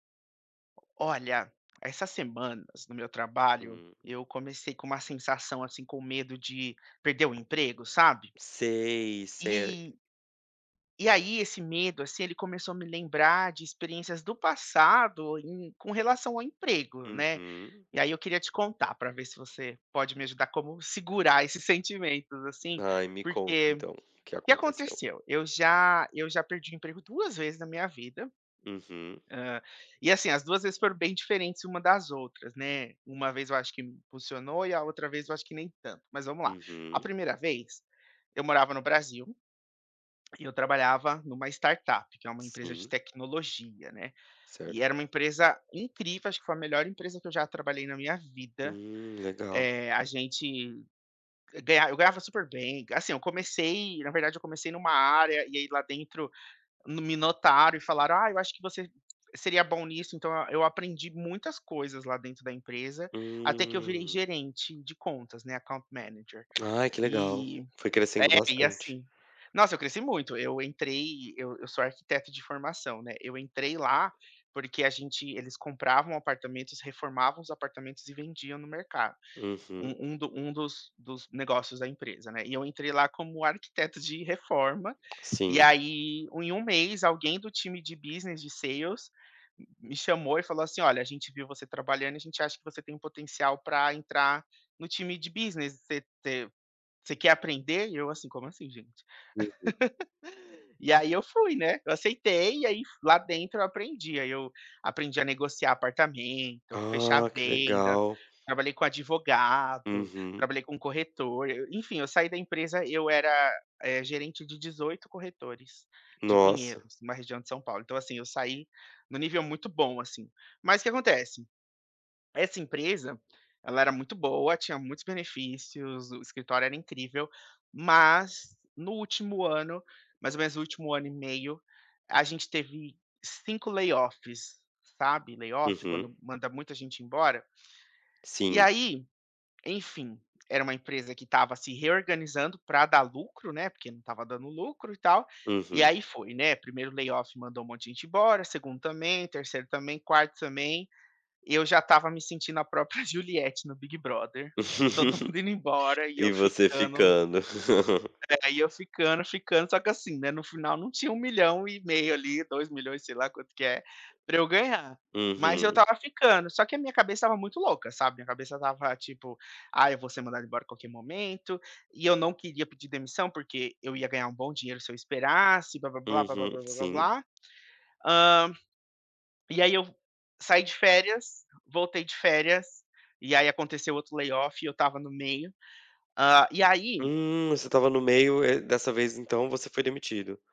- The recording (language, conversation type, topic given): Portuguese, advice, Como posso lidar com a perda inesperada do emprego e replanejar minha vida?
- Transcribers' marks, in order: tapping; in English: "startup"; drawn out: "Hum"; in English: "Account Manager"; in English: "Business"; in English: "Sales"; in English: "Business"; chuckle; other background noise; in English: "layoffs"; in English: "layoff"; in English: "layoff"; laughing while speaking: "própria Juliette"; laugh; chuckle; in English: "layoff"